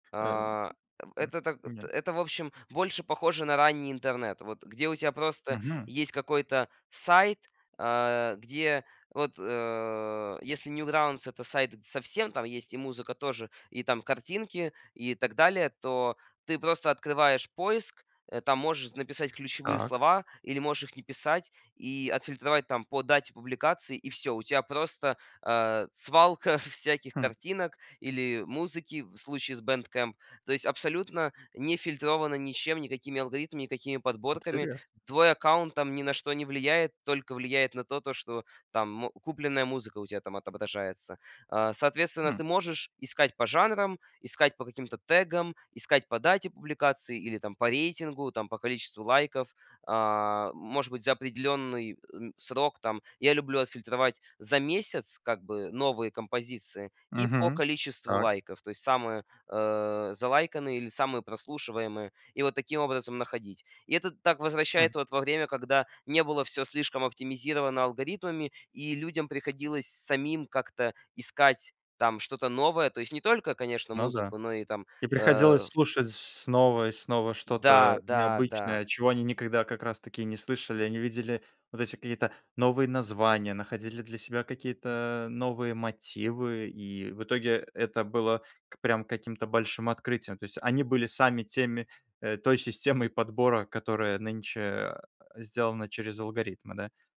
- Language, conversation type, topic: Russian, podcast, Как соцсети влияют на твои музыкальные открытия?
- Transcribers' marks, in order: other background noise; tapping; in English: "Bandcamp"; grunt